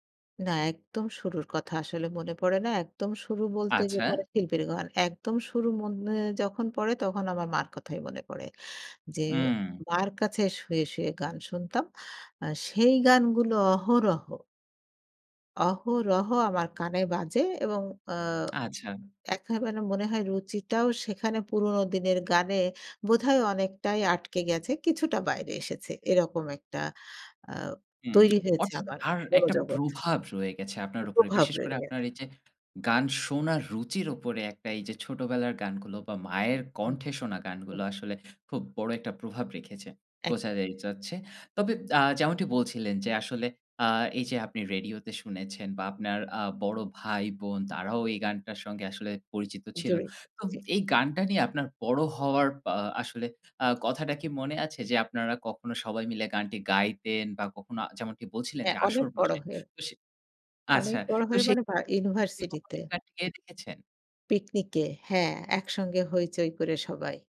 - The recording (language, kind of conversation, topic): Bengali, podcast, ছোটবেলায় আপনি কোন গানটা বারবার শুনতেন?
- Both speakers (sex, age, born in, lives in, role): female, 55-59, Bangladesh, Bangladesh, guest; male, 30-34, Bangladesh, Finland, host
- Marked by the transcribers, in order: unintelligible speech; tapping; other background noise; unintelligible speech